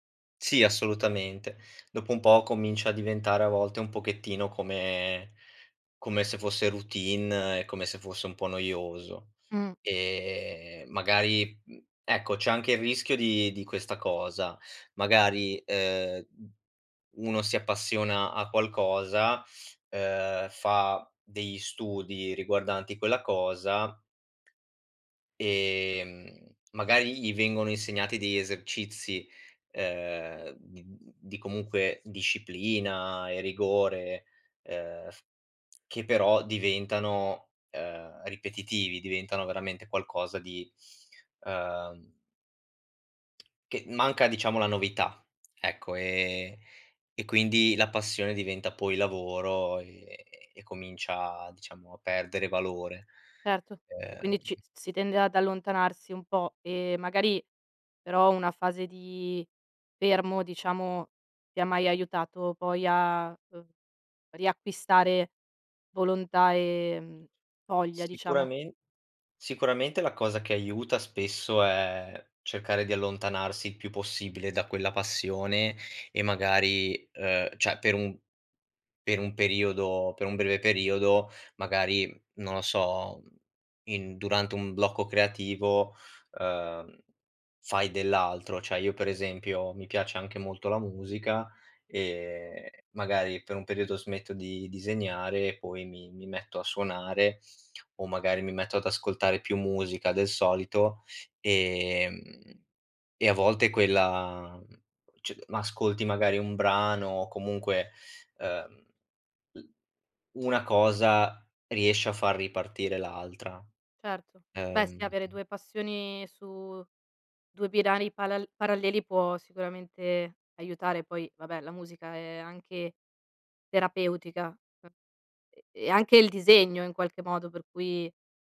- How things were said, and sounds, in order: tapping; inhale; "binari" said as "binani"
- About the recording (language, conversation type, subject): Italian, podcast, Come bilanci divertimento e disciplina nelle tue attività artistiche?
- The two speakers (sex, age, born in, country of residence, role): female, 30-34, Italy, Italy, host; male, 25-29, Italy, Italy, guest